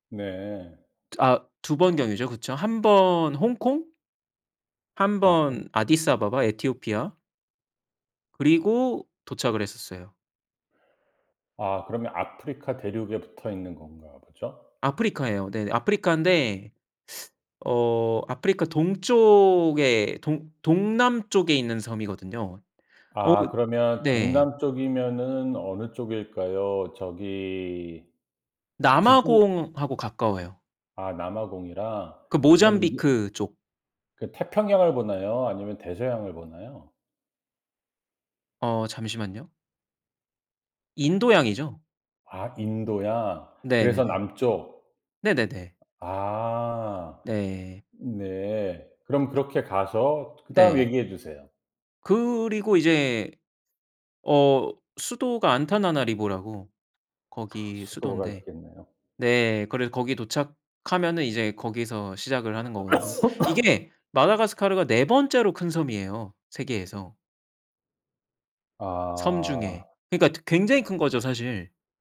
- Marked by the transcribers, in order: teeth sucking; other background noise; cough
- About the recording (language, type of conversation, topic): Korean, podcast, 가장 기억에 남는 여행 경험을 이야기해 주실 수 있나요?